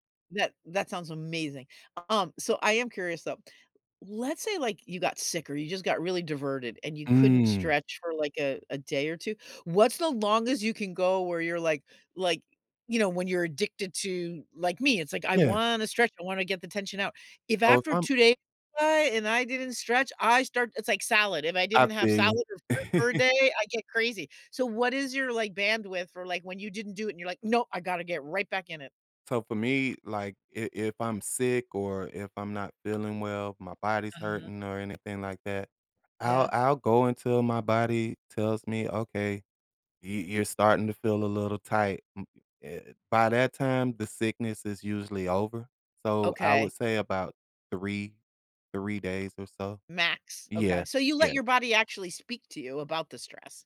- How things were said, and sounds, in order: chuckle; other background noise
- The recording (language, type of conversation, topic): English, unstructured, What small habits help me feel grounded during hectic times?
- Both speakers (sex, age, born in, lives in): female, 65-69, United States, United States; male, 45-49, United States, United States